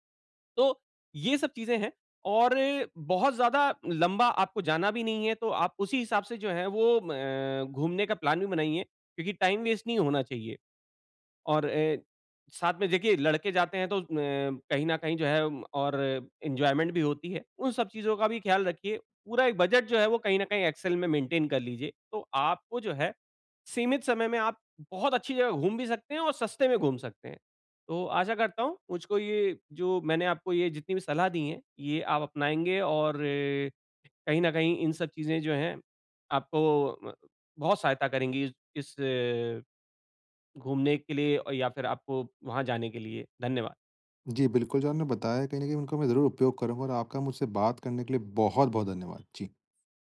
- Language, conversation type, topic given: Hindi, advice, सीमित समय में मैं अधिक स्थानों की यात्रा कैसे कर सकता/सकती हूँ?
- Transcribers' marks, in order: in English: "प्लान"; in English: "टाइम वेस्ट"; in English: "एन्जॉयमेंट"; in English: "एक्सेल"; in English: "मेंटेन"